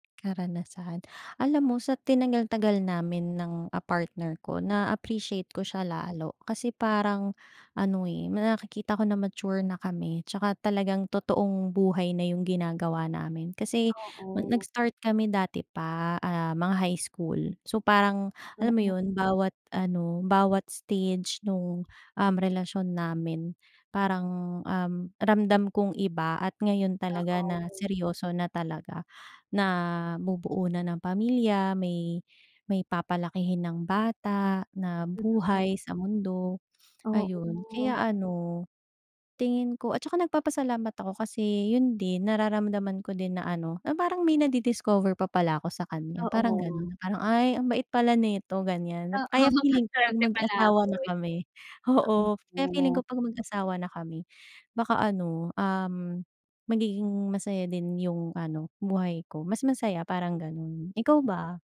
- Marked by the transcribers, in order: laughing while speaking: "Oo"
- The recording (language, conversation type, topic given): Filipino, unstructured, Ano ang pinakamalaking sakripisyong nagawa mo para sa pag-ibig?